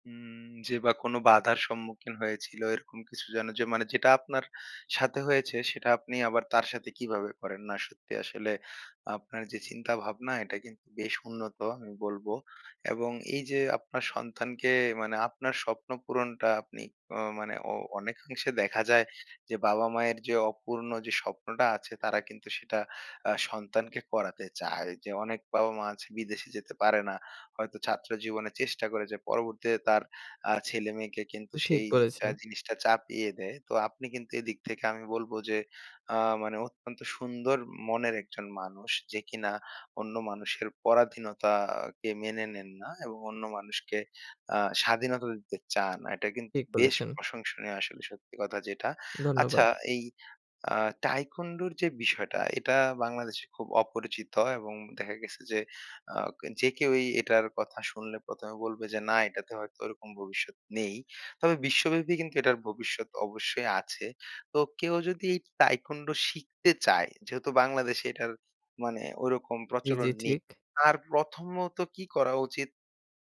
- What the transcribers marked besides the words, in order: other background noise
- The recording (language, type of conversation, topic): Bengali, podcast, আপনি ব্যর্থতাকে সফলতার অংশ হিসেবে কীভাবে দেখেন?
- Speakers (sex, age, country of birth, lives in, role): male, 25-29, Bangladesh, Bangladesh, guest; male, 25-29, Bangladesh, Bangladesh, host